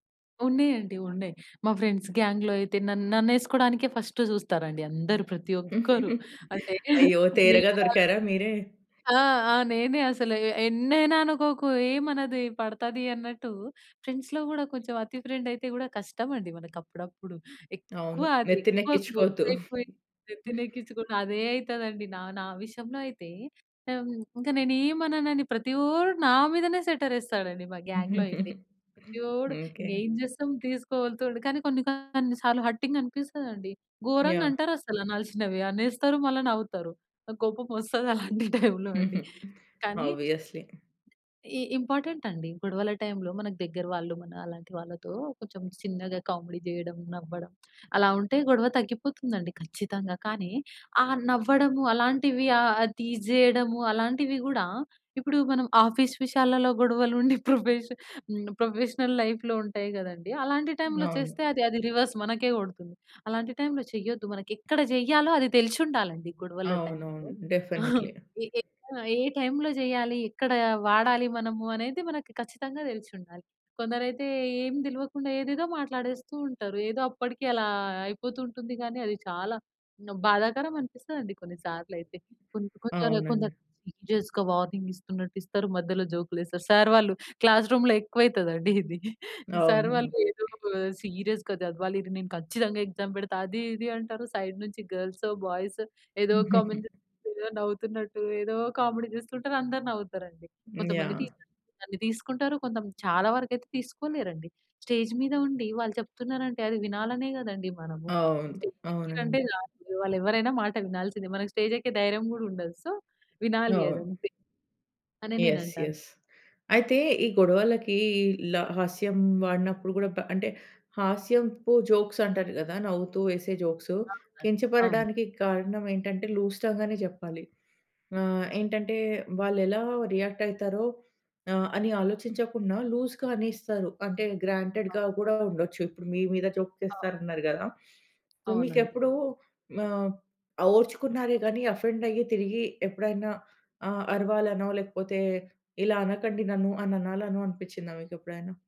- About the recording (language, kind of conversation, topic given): Telugu, podcast, గొడవలో హాస్యాన్ని ఉపయోగించడం ఎంతవరకు సహాయపడుతుంది?
- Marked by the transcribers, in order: in English: "ఫ్రెండ్స్ గ్యాంగ్‌లో"; in English: "ఫస్ట్"; chuckle; in English: "ఫ్రెండ్స్‌లో"; in English: "ఫ్రెండ్"; in English: "క్లోజ్"; giggle; in English: "సెట్టర్"; in English: "గ్యాంగ్‌లో"; giggle; in English: "హర్టింగ్"; chuckle; in English: "ఆబియస్‌లీ"; in English: "ఇ ఇంపార్టెంట్"; in English: "కామెడీ"; in English: "టీజ్"; in English: "ఆఫీస్"; in English: "ప్రొఫెషనల్ లైఫ్‌లో"; in English: "రివర్స్"; in English: "డెఫినెట్‌లీ"; chuckle; in English: "వార్నింగ్"; in English: "సర్"; in English: "క్లాస్ రూమ్‌లో"; giggle; in English: "సర్"; in English: "సీరియస్‌గా"; in English: "ఎగ్జామ్"; in English: "సైడ్"; in English: "బాయ్స్"; in English: "కామెంట్"; chuckle; in English: "కామెడీ"; in English: "టీచర్స్"; in English: "స్టేజ్"; in English: "స్టేజ్"; unintelligible speech; in English: "స్టేజ్"; in English: "సో"; in English: "ఎస్ ఎస్"; in English: "జోక్స్"; in English: "జోక్స్"; in English: "లూజ్ టంగ్"; in English: "రియాక్ట్"; in English: "లూజ్‌గా"; in English: "గ్రాంటెడ్‌గా"; in English: "జోక్"; in English: "సో"; in English: "ఆఫెండ్"